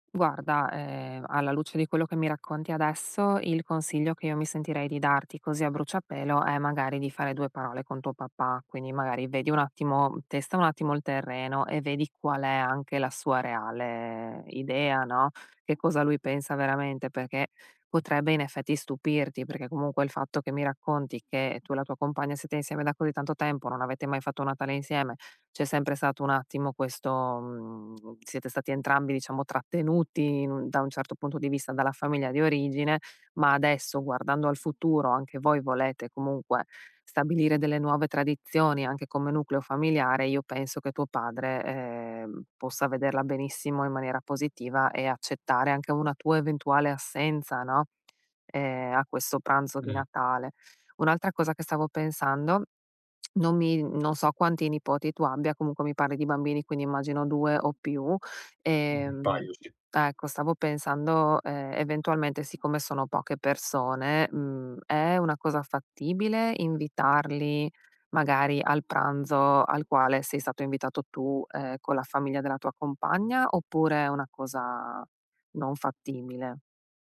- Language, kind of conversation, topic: Italian, advice, Come posso rispettare le tradizioni di famiglia mantenendo la mia indipendenza personale?
- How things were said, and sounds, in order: none